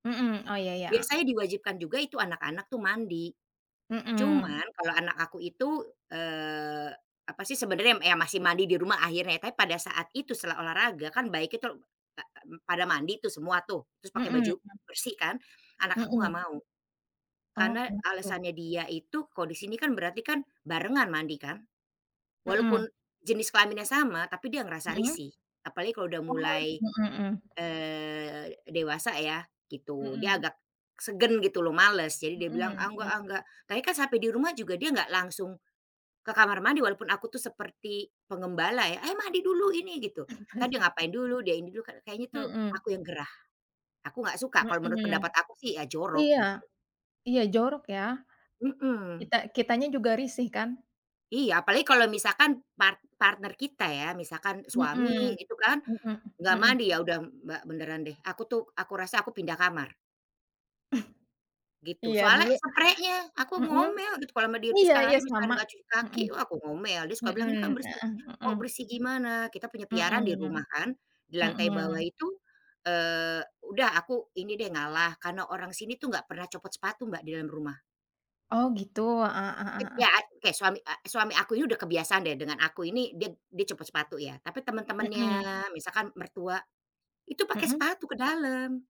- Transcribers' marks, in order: other background noise; laugh; tapping; throat clearing
- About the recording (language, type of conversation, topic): Indonesian, unstructured, Apa pendapatmu tentang kebiasaan orang yang malas mandi setelah berolahraga?